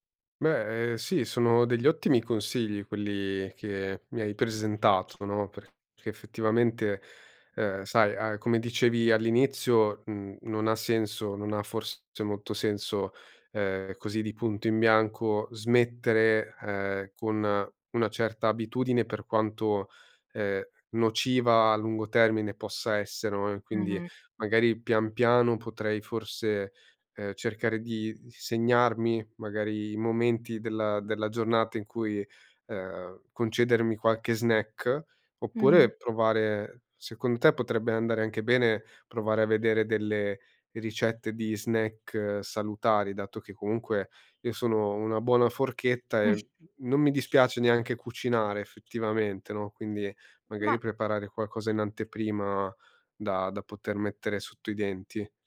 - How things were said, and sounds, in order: other background noise
- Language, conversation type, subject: Italian, advice, Bere o abbuffarsi quando si è stressati